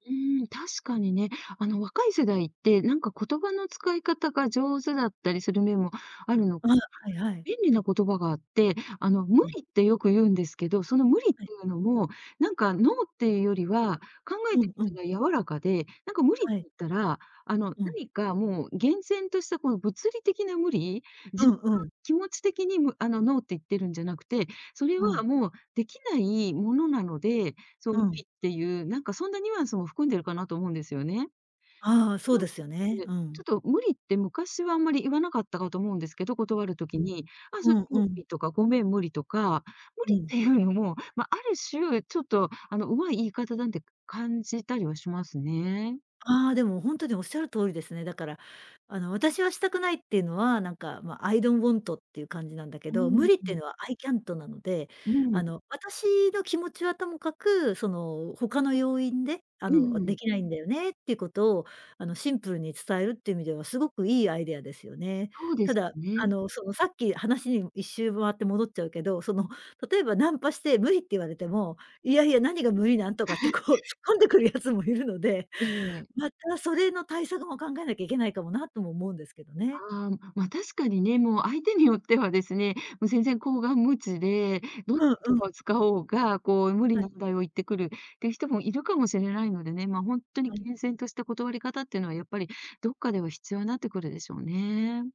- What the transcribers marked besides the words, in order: laughing while speaking: "無理って言うのも"; in English: "アイドンウォント"; in English: "アイキャント"; chuckle; laughing while speaking: "こう、突っ込んでくる奴もいるので"
- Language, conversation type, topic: Japanese, podcast, 「ノー」と言うのは難しい？どうしてる？